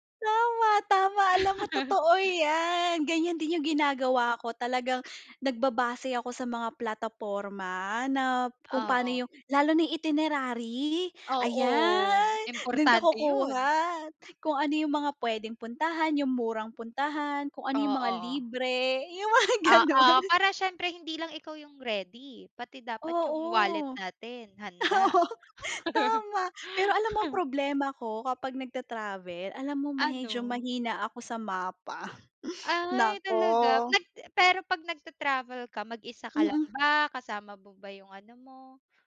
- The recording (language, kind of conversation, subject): Filipino, unstructured, Paano mo pinipili ang susunod mong destinasyon sa paglalakbay?
- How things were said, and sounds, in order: chuckle; laughing while speaking: "mga ganun"; laughing while speaking: "Oo"; laugh